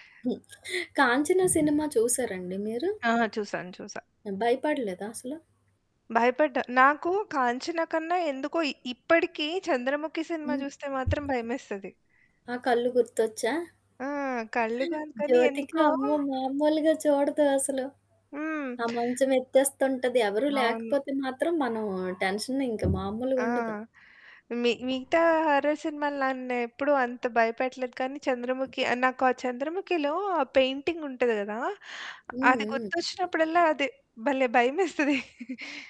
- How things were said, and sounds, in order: giggle; other background noise; in English: "టెన్షన్"; in English: "హర్రర్"; giggle
- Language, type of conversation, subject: Telugu, podcast, సినిమాలు, పాటలు మీకు ఎలా స్ఫూర్తి ఇస్తాయి?